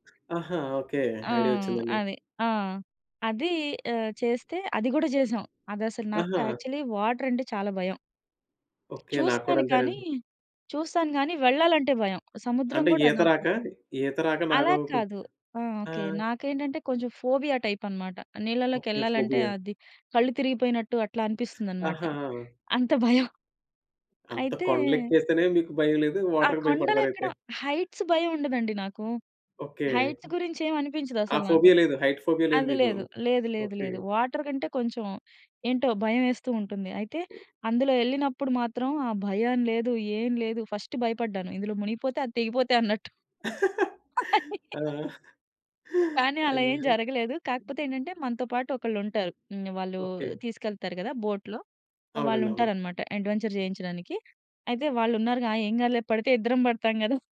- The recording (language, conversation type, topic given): Telugu, podcast, స్నేహితులతో కలిసి చేసిన సాహసం మీకు ఎలా అనిపించింది?
- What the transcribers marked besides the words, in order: in English: "యాక్చువల్లీ వాటర్"; in English: "ఫోబియా టైప్"; in English: "ఫోబియా!"; in English: "వాటర్‌కి"; in English: "హైట్స్"; in English: "హైట్స్"; in English: "ఫోబియా"; in English: "హైట్ ఫోబియా"; in English: "వాటర్"; other background noise; in English: "ఫస్ట్"; laugh; in English: "బోట్‌లో"; in English: "అడ్వెంచర్"